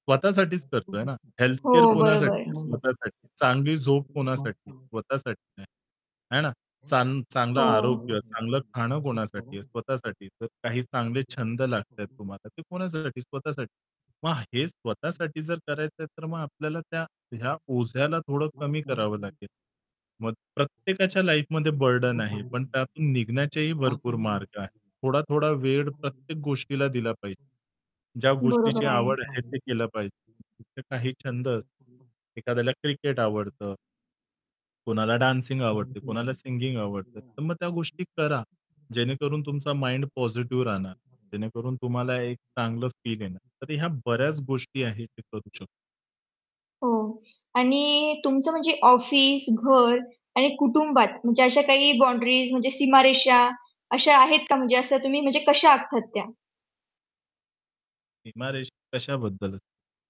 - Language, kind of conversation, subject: Marathi, podcast, तुम्ही स्वतःसाठी थोडा वेळ कसा काढता?
- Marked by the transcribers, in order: background speech; distorted speech; other background noise; unintelligible speech; unintelligible speech; tapping; unintelligible speech; in English: "लाईफमध्ये बर्डन"; in English: "डान्सिंग"; unintelligible speech; unintelligible speech; unintelligible speech; in English: "सिंगिंग"; in English: "माइंड"